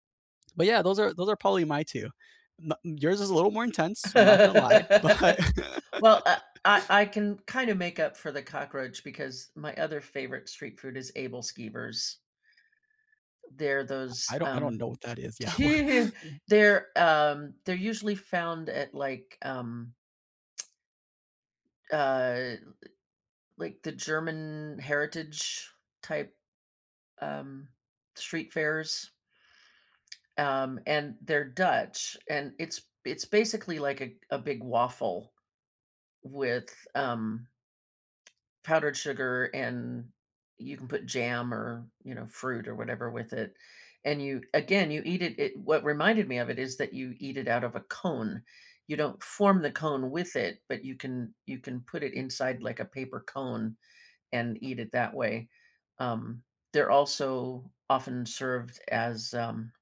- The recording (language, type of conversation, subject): English, unstructured, What is the most unforgettable street food you discovered while traveling, and what made it special?
- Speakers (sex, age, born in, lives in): female, 60-64, United States, United States; male, 30-34, United States, United States
- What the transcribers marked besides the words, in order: laugh; laughing while speaking: "but"; laugh; chuckle; laughing while speaking: "Yeah, wha"; tapping